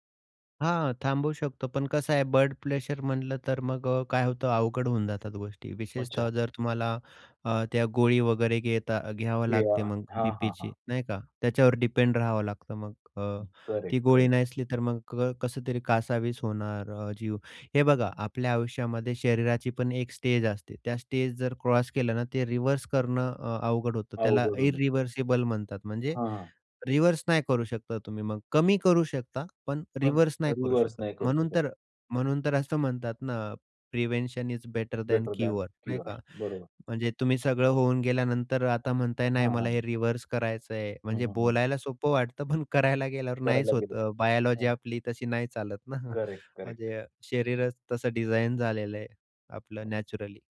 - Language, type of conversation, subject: Marathi, podcast, बर्नआउटसारखं वाटायला लागलं तर सुरुवातीला तुम्ही काय कराल?
- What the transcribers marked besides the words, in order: other noise; in English: "रिव्हर्स"; in English: "इरिव्हर्सिबल"; in English: "रिव्हर्स"; in English: "रिव्हर्स"; in English: "रिव्हर्स"; in English: "प्रिव्हेन्शन इज बेटर दॅन क्युअर"; in English: "बेटर दॅन क्युअर"; other background noise; in English: "रिव्हर्स"; chuckle; chuckle